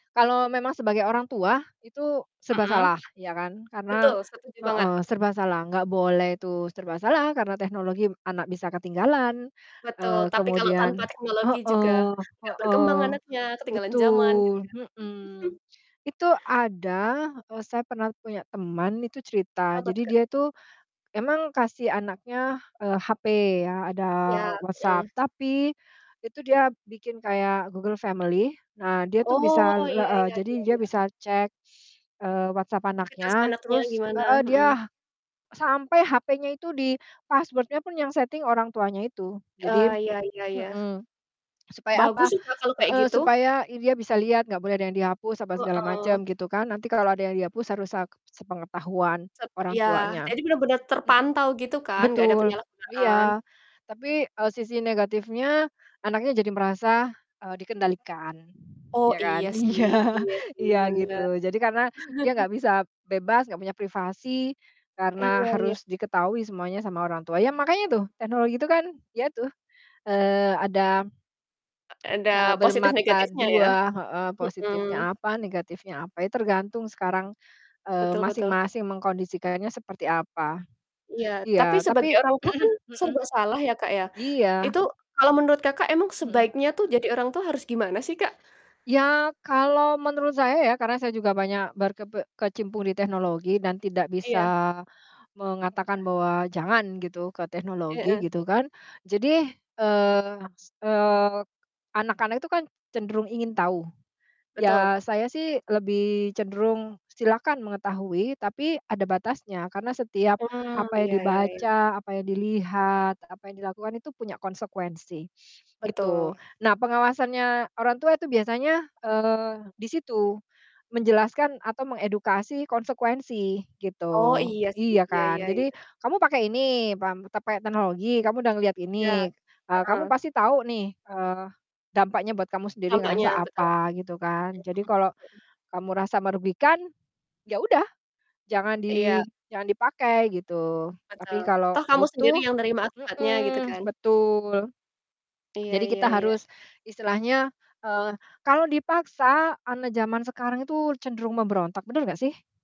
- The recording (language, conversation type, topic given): Indonesian, unstructured, Menurutmu, apakah teknologi membantu atau malah mengganggu proses belajar?
- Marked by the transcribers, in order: distorted speech; chuckle; in English: "password-nya"; laughing while speaking: "Iya"; chuckle; other background noise; swallow; throat clearing; other animal sound; static; stressed: "jangan"